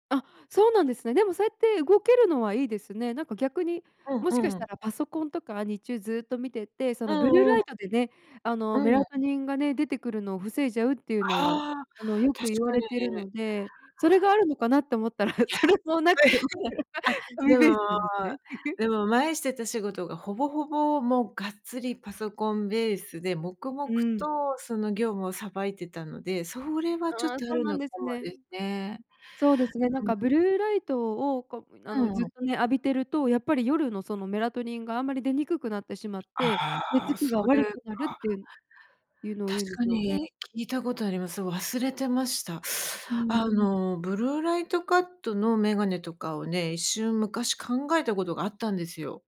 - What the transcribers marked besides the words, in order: laugh; laughing while speaking: "それもなく、 海ベースなんですね"; giggle
- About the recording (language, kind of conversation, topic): Japanese, advice, 睡眠薬やサプリの使用をやめられないことに不安を感じていますが、どうすればよいですか？